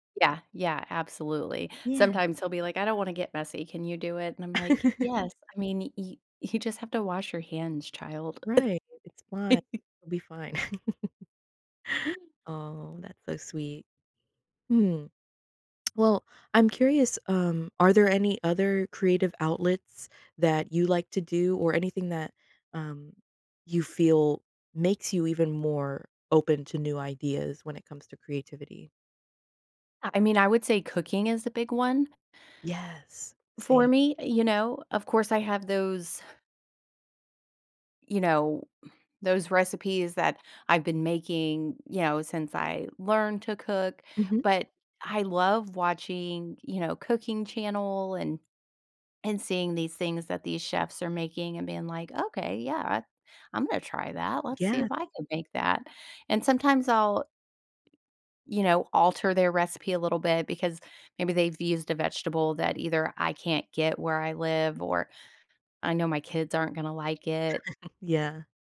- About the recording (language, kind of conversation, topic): English, unstructured, What habits help me feel more creative and open to new ideas?
- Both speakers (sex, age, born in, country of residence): female, 25-29, United States, United States; female, 45-49, United States, United States
- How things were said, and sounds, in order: laugh; laughing while speaking: "you"; laugh; sigh; tapping; other background noise; chuckle